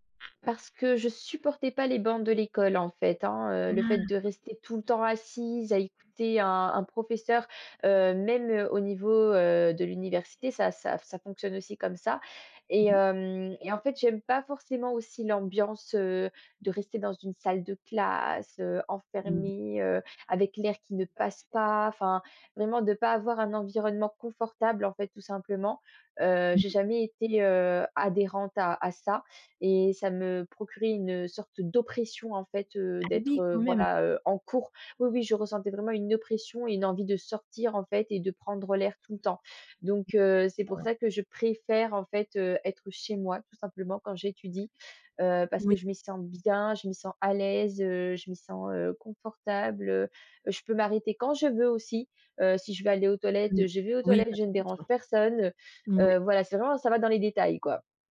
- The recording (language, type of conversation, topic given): French, podcast, Peux-tu me parler d’une expérience d’apprentissage qui t’a marqué(e) ?
- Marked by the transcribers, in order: other background noise; stressed: "d'oppression"